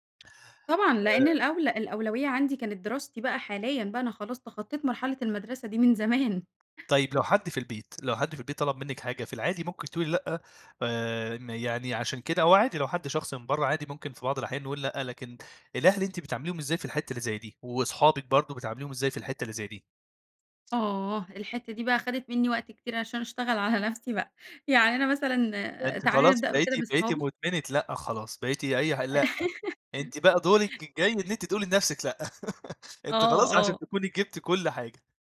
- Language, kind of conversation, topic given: Arabic, podcast, إمتى تقول لأ وتعتبر ده موقف حازم؟
- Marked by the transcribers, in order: laughing while speaking: "من زمان"; tapping; laugh; laugh